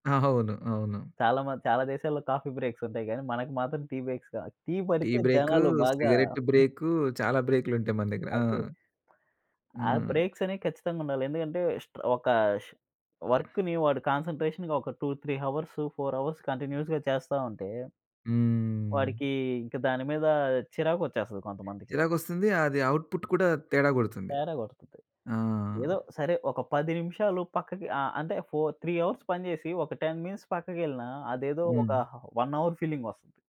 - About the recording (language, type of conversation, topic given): Telugu, podcast, సంతోషకరమైన కార్యాలయ సంస్కృతి ఏర్పడాలంటే అవసరమైన అంశాలు ఏమేవి?
- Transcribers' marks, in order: in English: "టీ బ్రేక్స్"; other noise; tapping; in English: "వర్క్‌ని"; in English: "కాన్సంట్రేషన్‌గా"; in English: "టూ త్రీ"; in English: "ఫోర్ అవర్స్ కంటిన్యూయస్‌గా"; in English: "అవుట్‌పుట్"; in English: "ఫోర్ త్రీ అవర్స్"; in English: "టెన్ మినిట్స్"; in English: "వన్ అవర్"